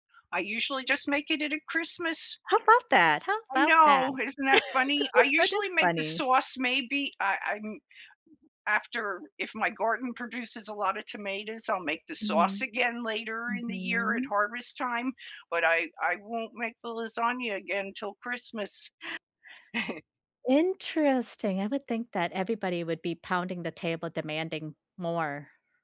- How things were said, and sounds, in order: laugh; gasp; chuckle
- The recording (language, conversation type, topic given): English, unstructured, What everyday skill have you shared or learned that has made life easier together?
- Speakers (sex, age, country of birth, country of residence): female, 55-59, Vietnam, United States; female, 70-74, United States, United States